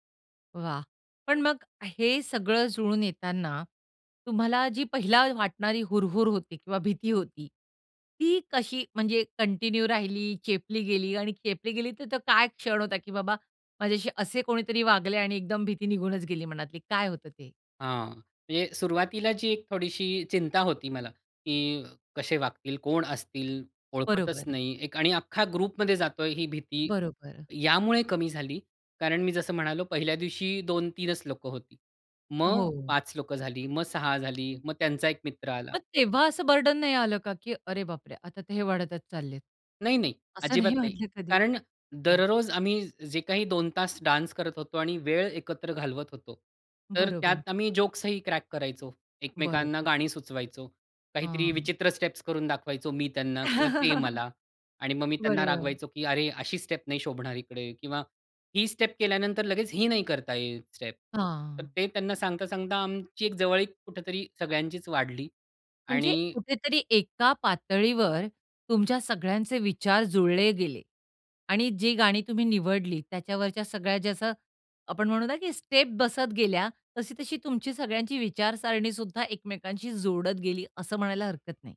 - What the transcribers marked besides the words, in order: in English: "कंटिन्यू"; in English: "ग्रुपमध्ये"; in English: "बर्डन"; laughing while speaking: "असं नाही वाटलं कधी?"; in English: "डान्स"; in English: "स्टेप्स"; laugh; in English: "स्टेप"; in English: "स्टेप"; in English: "स्टेप"; in English: "स्टेप"
- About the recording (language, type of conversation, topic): Marathi, podcast, छंदांमुळे तुम्हाला नवीन ओळखी आणि मित्र कसे झाले?